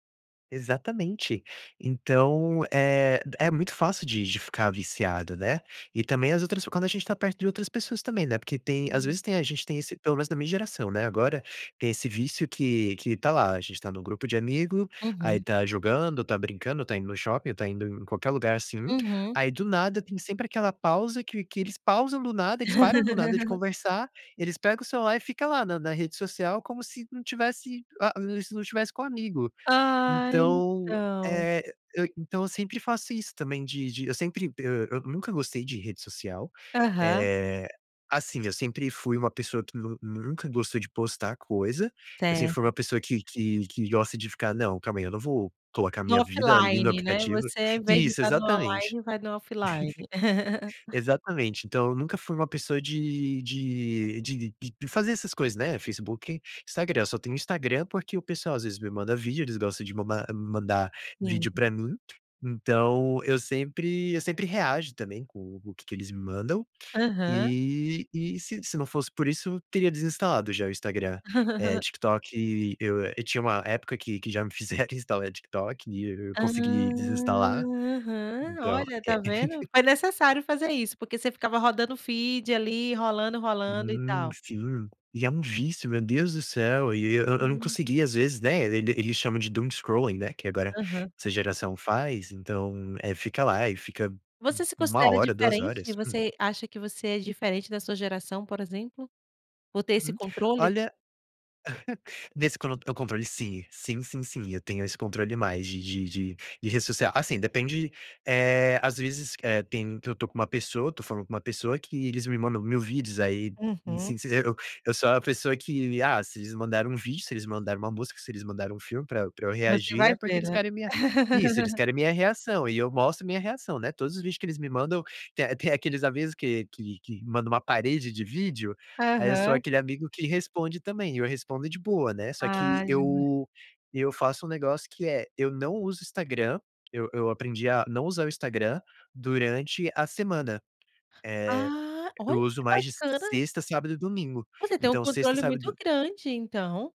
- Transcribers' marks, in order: laugh; chuckle; laugh; laugh; chuckle; in English: "feed"; in English: "doom scrolling"; chuckle; laugh
- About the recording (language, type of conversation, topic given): Portuguese, podcast, Como você define limites saudáveis para o uso do celular no dia a dia?